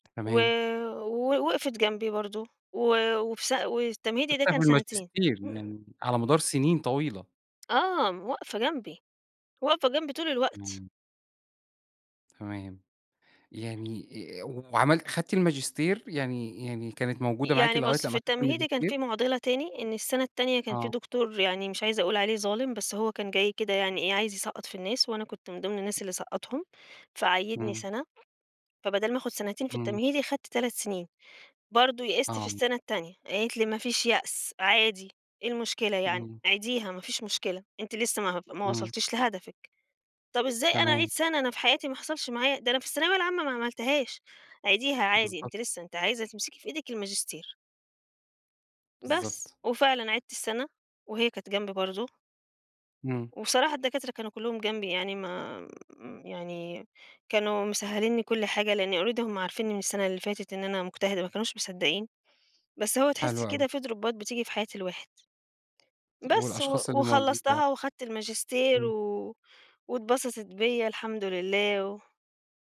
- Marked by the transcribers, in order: tapping; unintelligible speech; throat clearing; unintelligible speech; other noise; in English: "already"; in English: "درُوبّات"
- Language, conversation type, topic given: Arabic, podcast, مين ساعدك وقت ما كنت تايه/ة، وحصل ده إزاي؟